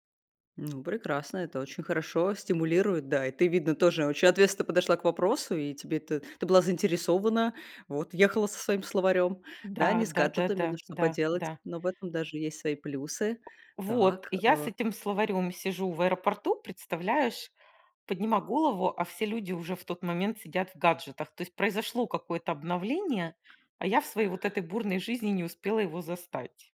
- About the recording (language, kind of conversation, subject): Russian, podcast, Как ты учил(а) иностранный язык и что тебе в этом помогло?
- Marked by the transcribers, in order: tapping